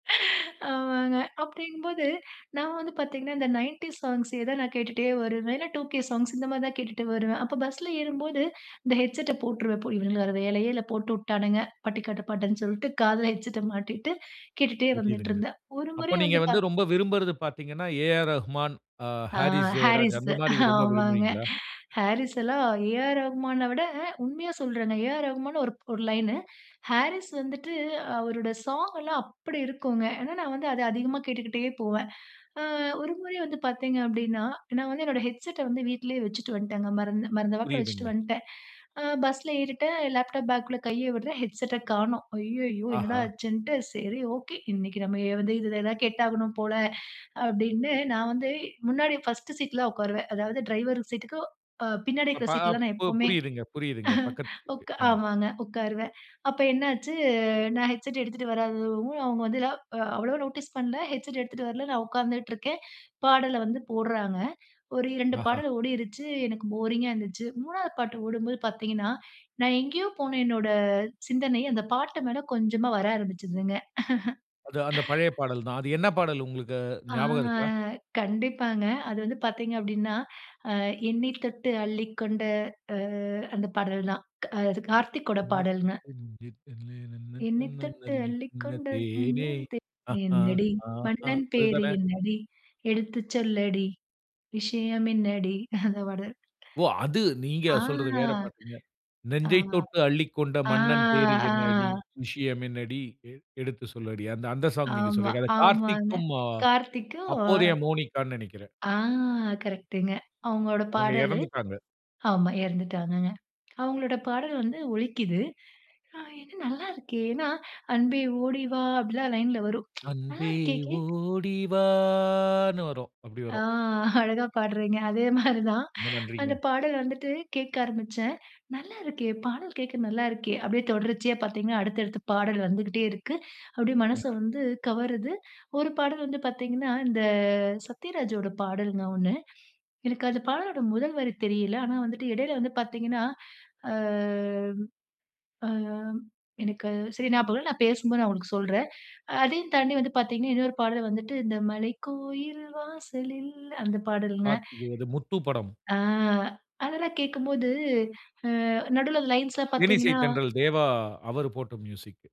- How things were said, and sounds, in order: laughing while speaking: "ஆமாங்க, அப்டிங்கும்போது"; in English: "நைன்டீஸ்"; laughing while speaking: "ஆ, ஹாரிஸ்து! ஆமாங்க. ஹாரிஸ் எல்லாம், ஏ.ஆர் ரகுமான விட உண்மையா சொல்றேங்க"; other background noise; chuckle; in English: "நோட்டீஸ்"; in English: "போரிங்கா"; laugh; drawn out: "ஆ"; singing: "நினைக்க தெரிஞ்சி தல்லே னன்ன தன்ன லல்லி இன்ன தேனே அ ஹா ஹாங் அ"; singing: "என்னை தொட்டு அள்ளிக்கொண்ட மன்னன் தே … சொல்லடி விஷயம் என்னடி?"; singing: "நெஞ்சைத் தொட்டு அள்ளிக்கொண்ட மன்னன் பேர் என்னடி, விஷயம் என்னடி எ எடுத்து சொல்லடி"; laugh; other noise; tsk; singing: "அன்பே ஓடி வான்னு"; laughing while speaking: "ஆ, அழகா பாடுறீங்க! அதே மாரிதான்"; singing: "இந்த மலைக்கோயில் வாசலில்"
- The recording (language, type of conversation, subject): Tamil, podcast, சினிமா பாடல்கள் உங்கள் இசை அடையாளத்தை எப்படிச் மாற்றின?